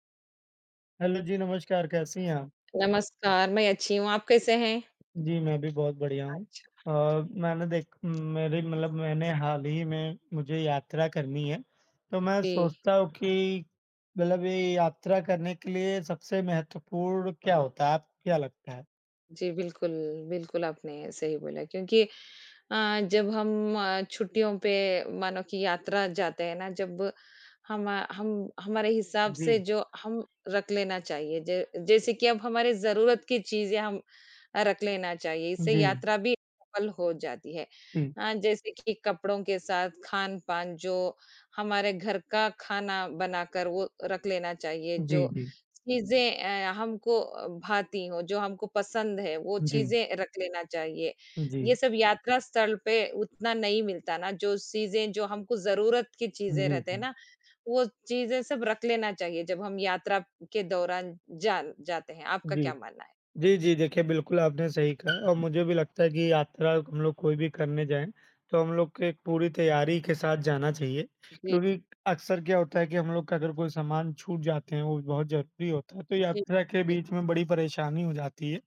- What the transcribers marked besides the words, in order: in English: "हैलो"; tapping; horn; other background noise
- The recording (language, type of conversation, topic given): Hindi, unstructured, यात्रा करते समय सबसे ज़रूरी चीज़ क्या होती है?